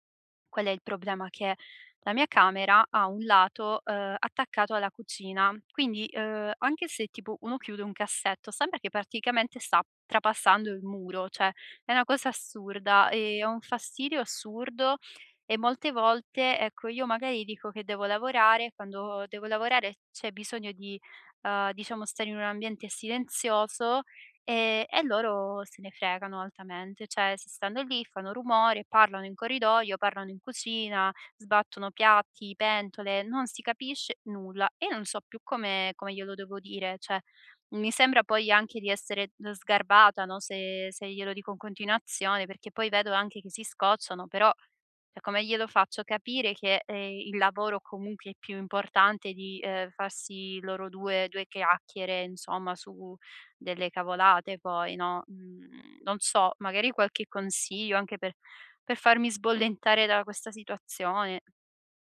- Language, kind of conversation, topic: Italian, advice, Come posso concentrarmi se in casa c’è troppo rumore?
- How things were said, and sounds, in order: "praticamente" said as "particamente"; "cioè" said as "ceh"; "cioè" said as "ceh"; "cioè" said as "ceh"; "chiacchiere" said as "cheacchere"; "insomma" said as "inzomma"; inhale